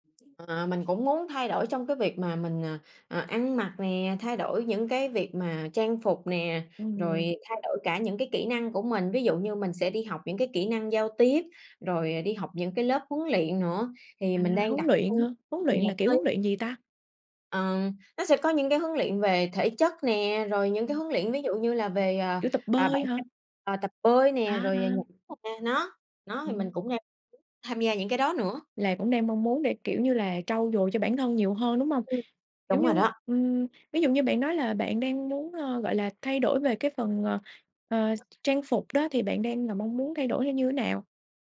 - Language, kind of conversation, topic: Vietnamese, podcast, Bạn làm thế nào để duy trì thói quen lâu dài?
- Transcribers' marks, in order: background speech; tapping; other background noise